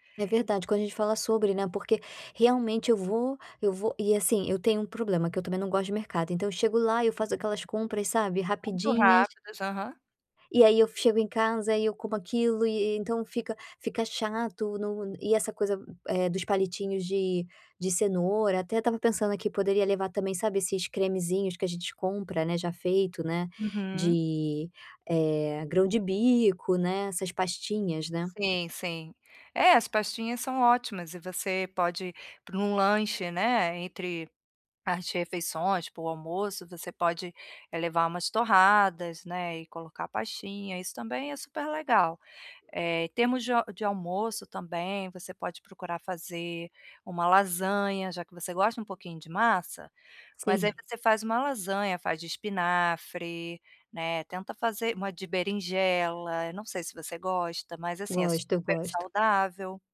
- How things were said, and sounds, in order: other background noise; tapping
- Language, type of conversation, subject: Portuguese, advice, Como posso comer de forma mais saudável sem gastar muito?
- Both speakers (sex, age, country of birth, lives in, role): female, 30-34, Brazil, Spain, user; female, 45-49, Brazil, Portugal, advisor